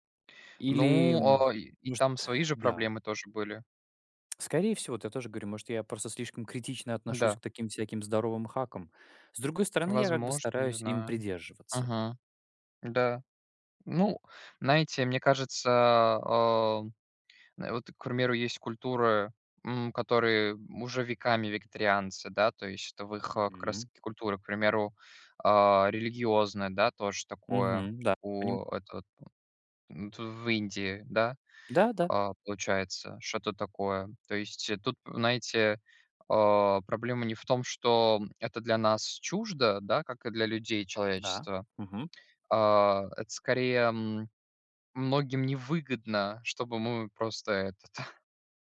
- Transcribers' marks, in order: chuckle
- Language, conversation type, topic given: Russian, unstructured, Почему многие считают, что вегетарианство навязывается обществу?